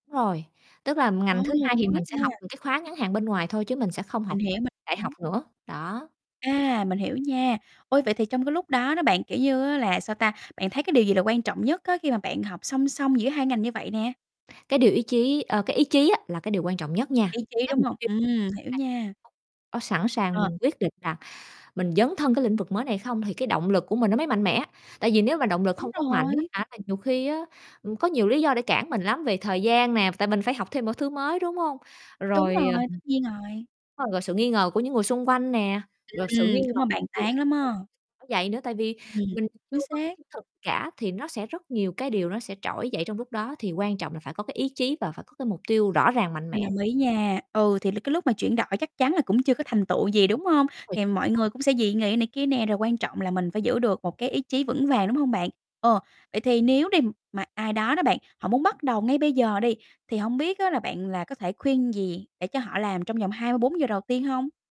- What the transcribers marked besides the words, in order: other background noise; tapping; unintelligible speech; unintelligible speech
- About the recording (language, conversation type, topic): Vietnamese, podcast, Bạn sẽ khuyên gì cho những người muốn bắt đầu thử ngay từ bây giờ?